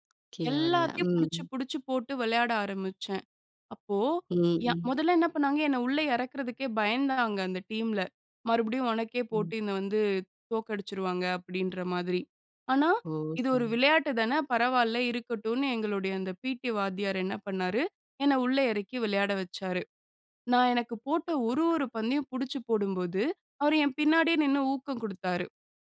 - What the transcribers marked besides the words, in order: other noise; in English: "பிடி"; other background noise
- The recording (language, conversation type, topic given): Tamil, podcast, தோல்வியைச் சந்திக்கும் போது நீங்கள் என்ன செய்கிறீர்கள்?